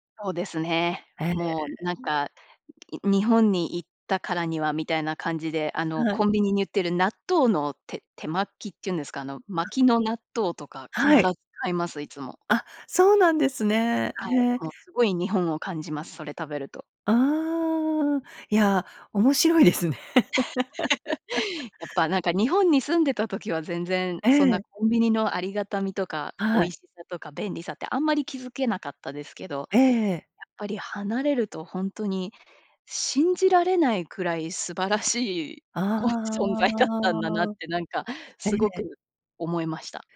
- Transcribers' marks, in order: other background noise; laugh; laughing while speaking: "こう、存在だったんだなって"; drawn out: "あ"
- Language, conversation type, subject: Japanese, podcast, 故郷で一番恋しいものは何ですか？